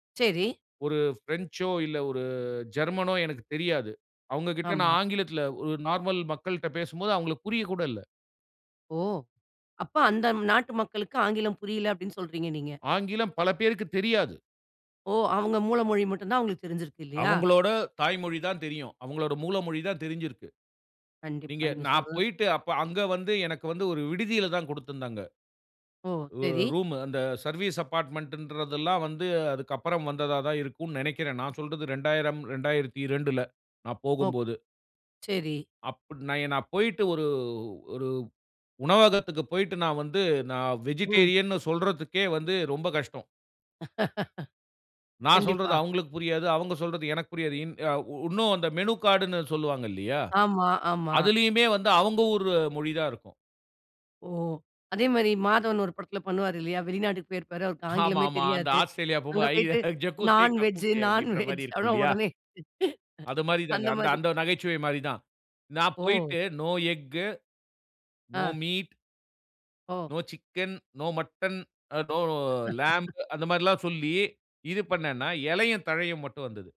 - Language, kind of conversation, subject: Tamil, podcast, உன் மூல மொழி உன் அடையாளத்துக்கு எத்தளவு முக்கியம்?
- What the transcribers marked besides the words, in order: other background noise; laugh; put-on voice: "ஐ ஜக்குசே கக்குசே"; laugh; laugh